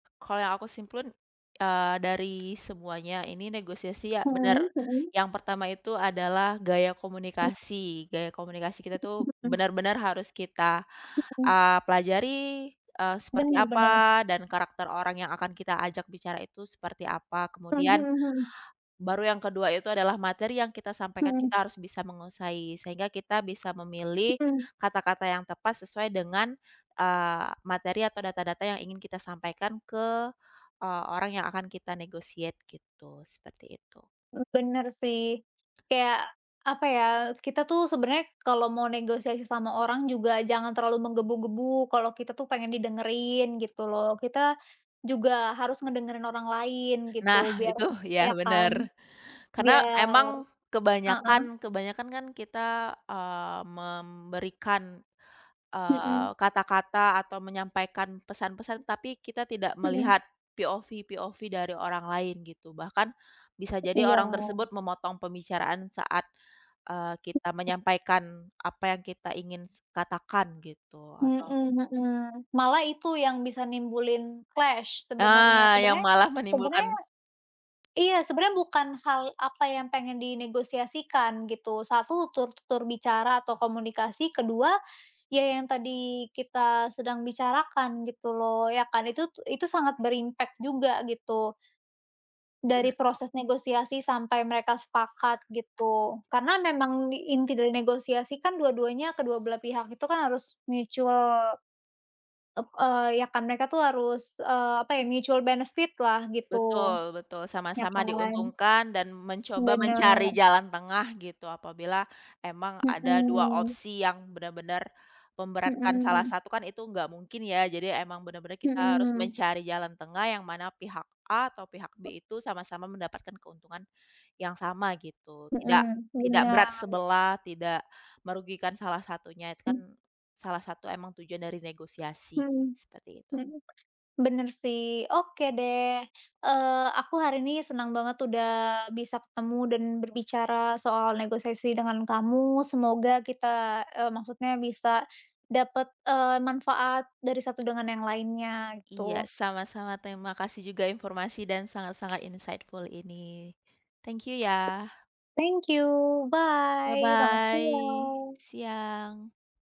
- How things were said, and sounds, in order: other background noise; in English: "negotiate"; tapping; in English: "POV POV"; in English: "clash"; in English: "ber-impact"; in English: "mutual"; in English: "mutual benefit"; in English: "insightful"
- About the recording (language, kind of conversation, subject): Indonesian, unstructured, Apa yang menurutmu membuat negosiasi terasa menakutkan?